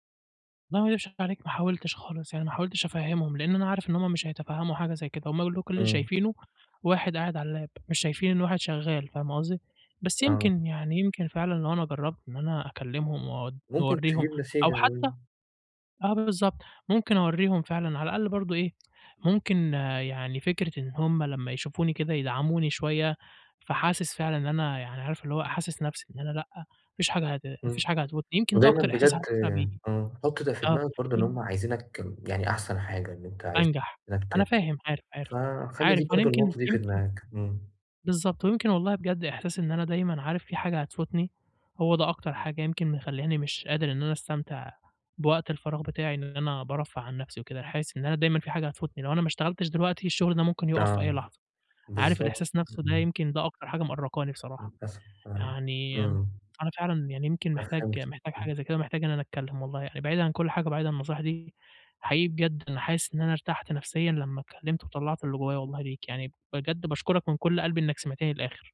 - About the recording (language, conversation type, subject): Arabic, advice, ليه بحسّ بالذنب لما أضيّع وقت فراغي في الترفيه؟
- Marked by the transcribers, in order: in English: "اللاب"; unintelligible speech